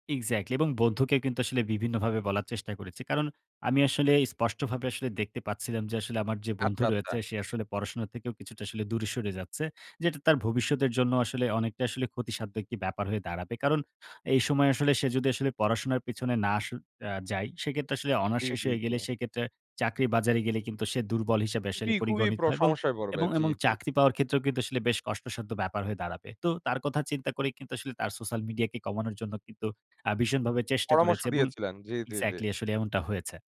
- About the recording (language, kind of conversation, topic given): Bengali, podcast, সোশ্যাল মিডিয়ায় সময় সীমিত রাখার উপায়
- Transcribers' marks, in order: "এবং" said as "এমং"; "সোশ্যাল" said as "সোস্যাল"